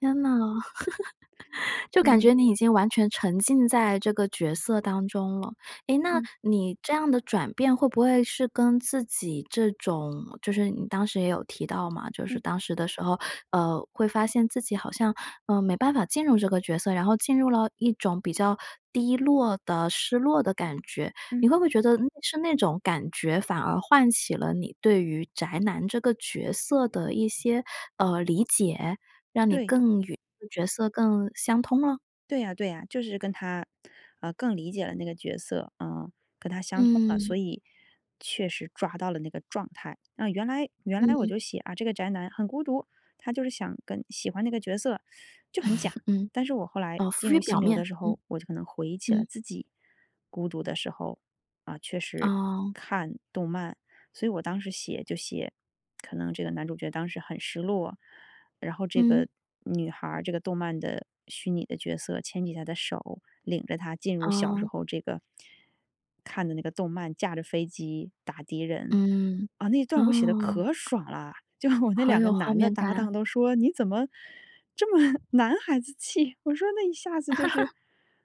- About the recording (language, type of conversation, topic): Chinese, podcast, 你如何知道自己进入了心流？
- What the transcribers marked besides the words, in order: laugh; other background noise; chuckle; teeth sucking; lip smack; laughing while speaking: "就我"; laughing while speaking: "这么"; laugh